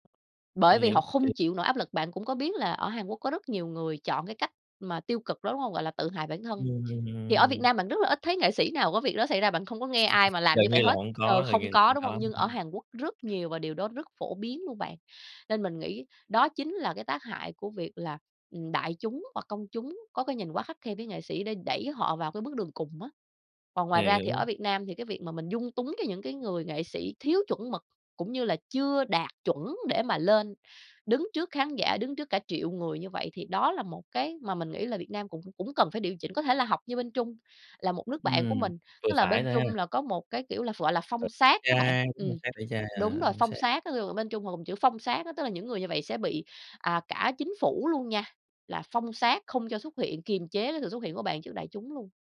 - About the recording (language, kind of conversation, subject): Vietnamese, podcast, Bạn cảm nhận fandom ảnh hưởng tới nghệ sĩ thế nào?
- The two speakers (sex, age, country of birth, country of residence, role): female, 30-34, Vietnam, Vietnam, guest; male, 30-34, Vietnam, Vietnam, host
- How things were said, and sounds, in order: other background noise; tapping; chuckle